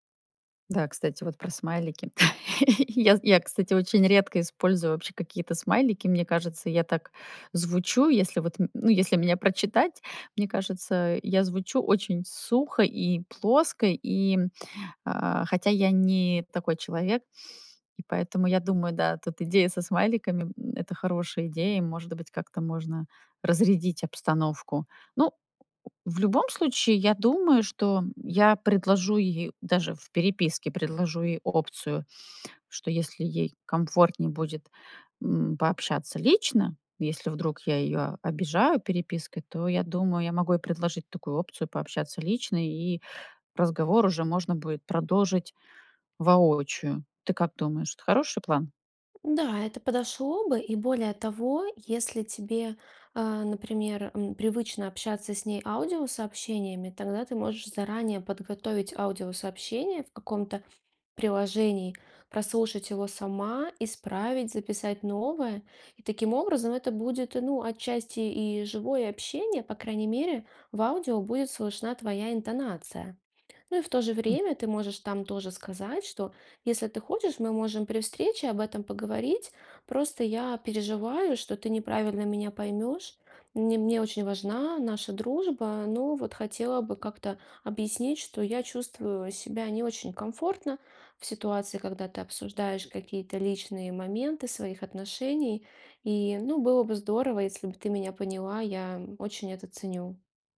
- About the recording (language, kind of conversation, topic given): Russian, advice, Как мне правильно дистанцироваться от токсичного друга?
- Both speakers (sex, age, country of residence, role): female, 35-39, Estonia, advisor; female, 40-44, United States, user
- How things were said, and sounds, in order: chuckle; tapping; other background noise; other noise